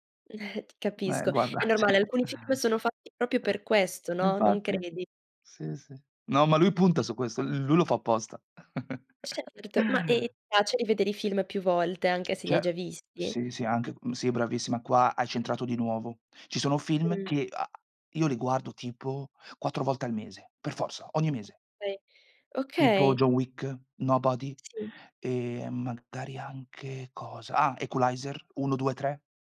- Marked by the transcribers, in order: giggle; "cioè" said as "ceh"; chuckle
- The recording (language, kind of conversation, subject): Italian, podcast, Qual è un film che ti ha cambiato la vita e perché?